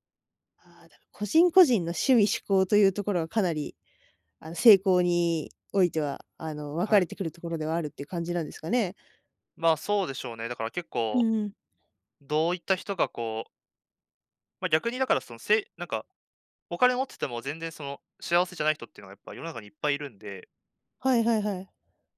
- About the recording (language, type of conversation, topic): Japanese, podcast, ぶっちゃけ、収入だけで成功は測れますか？
- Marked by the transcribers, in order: other background noise